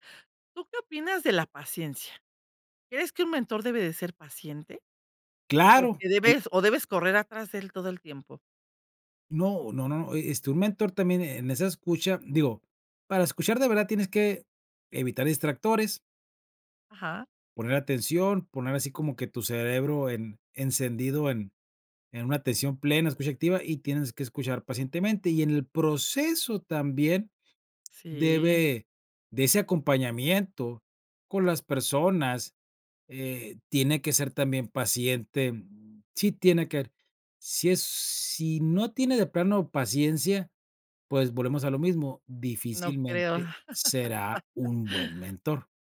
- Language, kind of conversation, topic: Spanish, podcast, ¿Cómo puedes convertirte en un buen mentor?
- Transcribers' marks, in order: tapping; chuckle